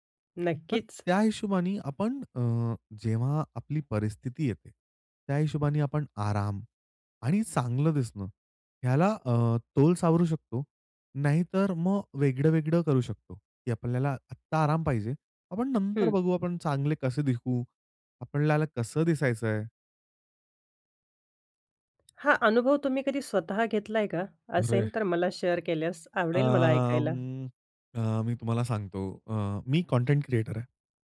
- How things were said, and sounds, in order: "दिसू" said as "दीखू"; other background noise; in English: "शेअर"
- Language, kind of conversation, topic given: Marathi, podcast, आराम अधिक महत्त्वाचा की चांगलं दिसणं अधिक महत्त्वाचं, असं तुम्हाला काय वाटतं?